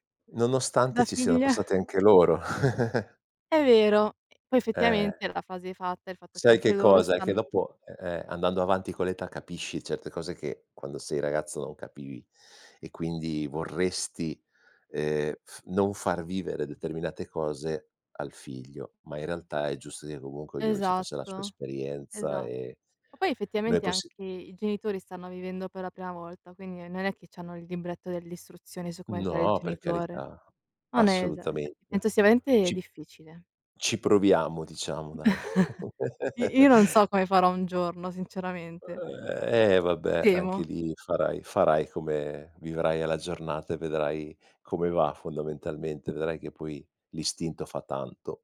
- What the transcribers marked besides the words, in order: other background noise; chuckle; tapping; "veramente" said as "vente"; chuckle; groan
- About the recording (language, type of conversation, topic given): Italian, unstructured, Come si può mantenere la calma durante una discussione accesa?